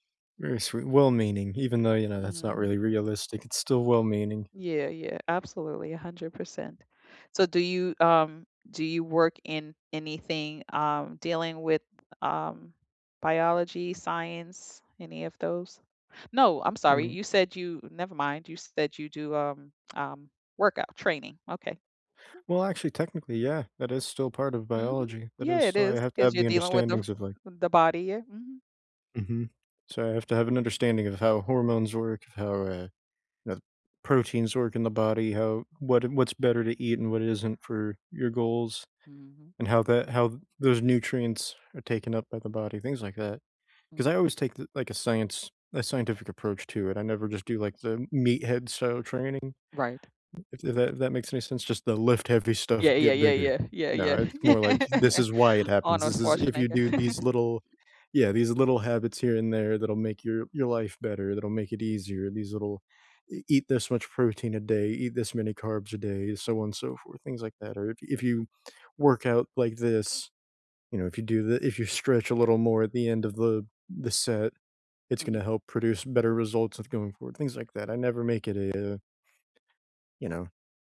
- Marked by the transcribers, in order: other background noise; lip smack; tapping; laughing while speaking: "yeah"; giggle
- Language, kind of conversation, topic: English, unstructured, What was your favorite subject in school?
- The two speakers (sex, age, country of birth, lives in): female, 55-59, United States, United States; male, 25-29, United States, United States